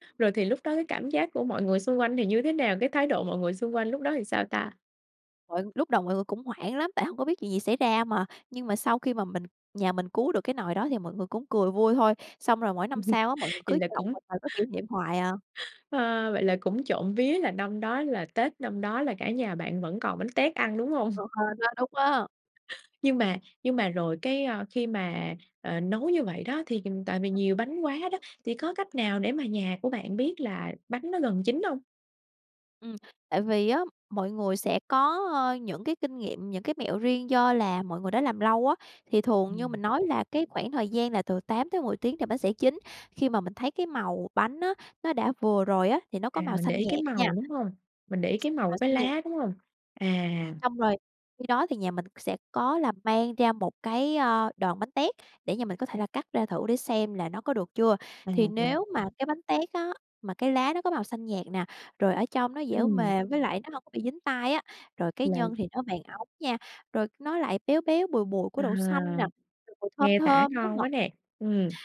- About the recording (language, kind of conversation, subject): Vietnamese, podcast, Bạn có nhớ món ăn gia đình nào gắn với một kỷ niệm đặc biệt không?
- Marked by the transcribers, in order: tapping; laugh; laughing while speaking: "hông?"; other background noise